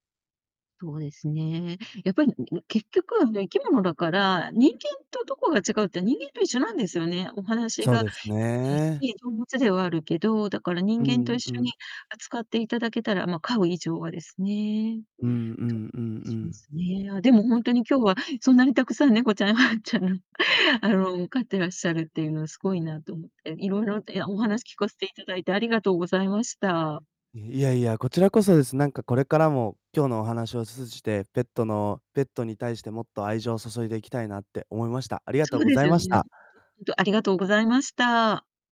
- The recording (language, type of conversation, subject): Japanese, unstructured, ペットの命を軽く扱う人について、どう思いますか？
- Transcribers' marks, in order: distorted speech; other background noise; laughing while speaking: "猫ちゃん、ワンちゃんの"